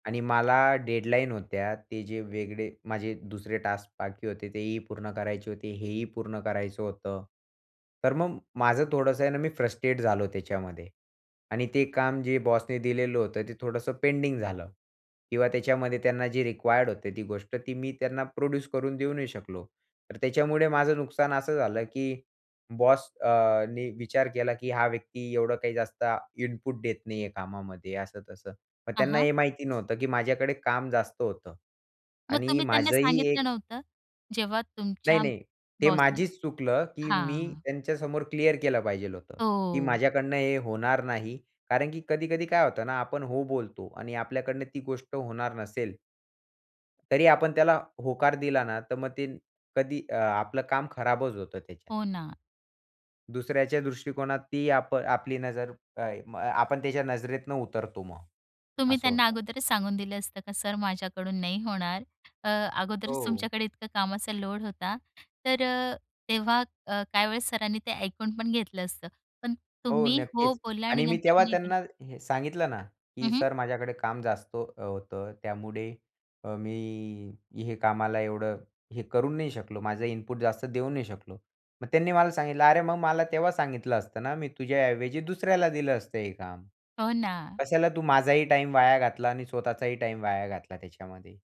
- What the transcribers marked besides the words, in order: in English: "टास्क"; in English: "फ्रस्ट्रेट"; in English: "रिक्वायर्ड"; in English: "प्रोड्यूस"; in English: "इनपुट"; other background noise; "माझचं" said as "माजिचं"; tapping; unintelligible speech; in English: "इनपुट"
- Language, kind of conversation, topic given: Marathi, podcast, ‘नाही’ म्हणताना तुम्हाला कधी अडखळतं का?